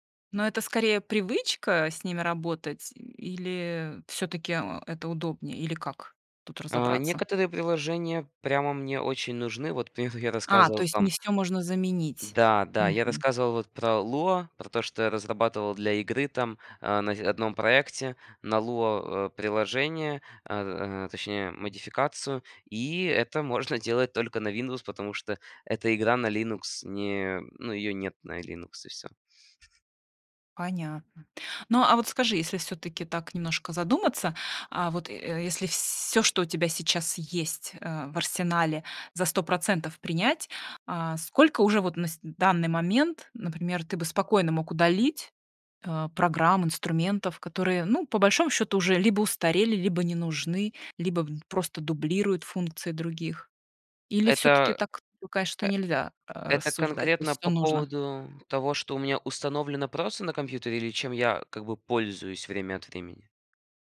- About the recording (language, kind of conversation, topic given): Russian, podcast, Как ты организуешь работу из дома с помощью технологий?
- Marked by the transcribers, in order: other background noise; tapping